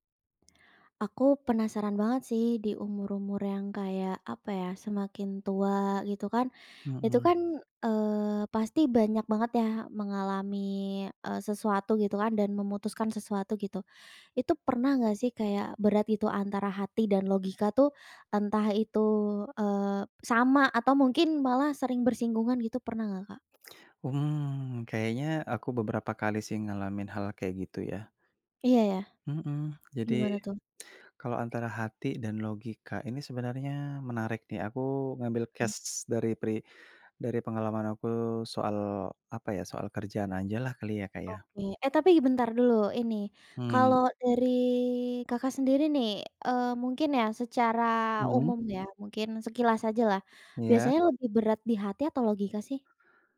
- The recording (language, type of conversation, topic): Indonesian, podcast, Gimana cara kamu menimbang antara hati dan logika?
- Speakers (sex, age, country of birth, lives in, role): female, 20-24, Indonesia, Indonesia, host; male, 30-34, Indonesia, Indonesia, guest
- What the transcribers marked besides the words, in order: in English: "case"